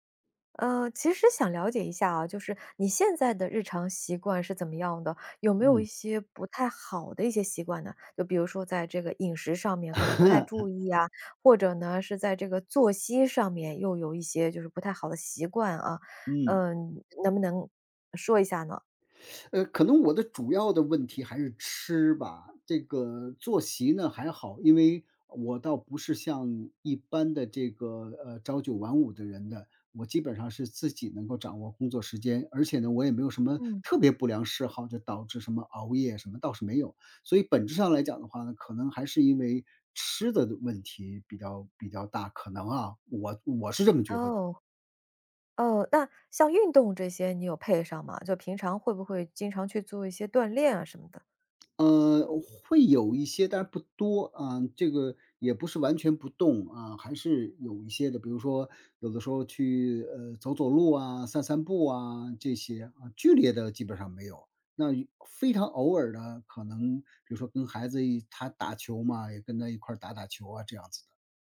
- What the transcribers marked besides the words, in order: laugh; "作息" said as "作席"; other background noise; tapping
- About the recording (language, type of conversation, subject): Chinese, advice, 体检或健康诊断后，你需要改变哪些日常习惯？